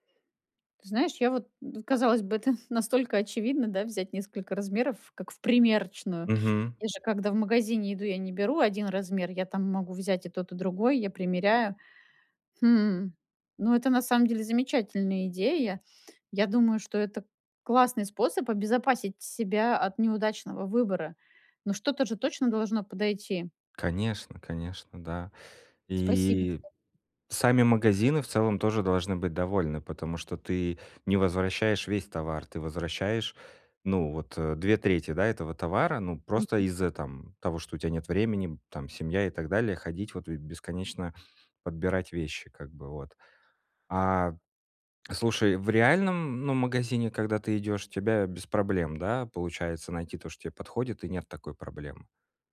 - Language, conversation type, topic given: Russian, advice, Как выбрать правильный размер и проверить качество одежды при покупке онлайн?
- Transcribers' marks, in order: chuckle